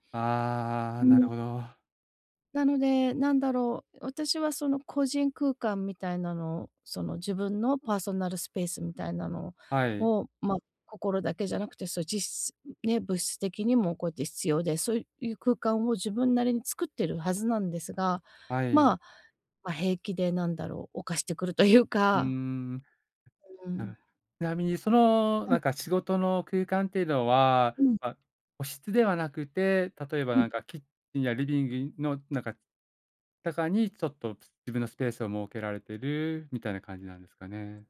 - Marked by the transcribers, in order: "リビング" said as "リビ ビン"
- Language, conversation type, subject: Japanese, advice, 家族に自分の希望や限界を無理なく伝え、理解してもらうにはどうすればいいですか？